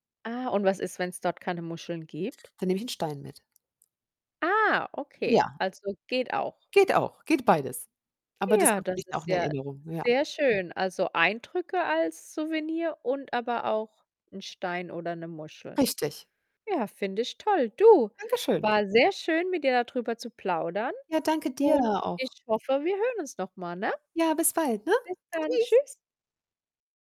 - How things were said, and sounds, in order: distorted speech; unintelligible speech; tapping; other background noise
- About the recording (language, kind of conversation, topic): German, podcast, Was nimmst du von einer Reise mit nach Hause, wenn du keine Souvenirs kaufst?